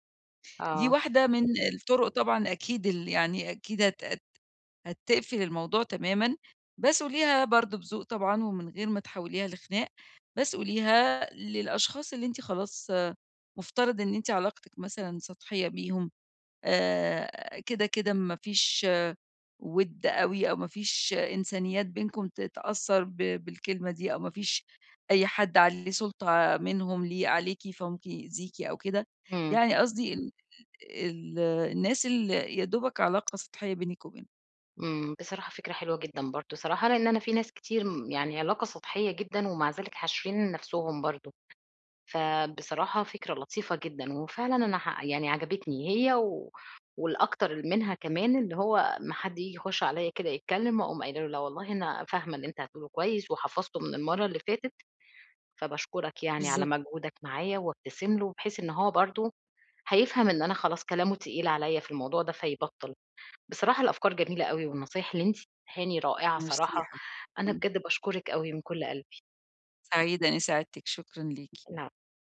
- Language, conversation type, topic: Arabic, advice, إزاي أحط حدود بذوق لما حد يديني نصايح من غير ما أطلب؟
- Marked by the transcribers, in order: other background noise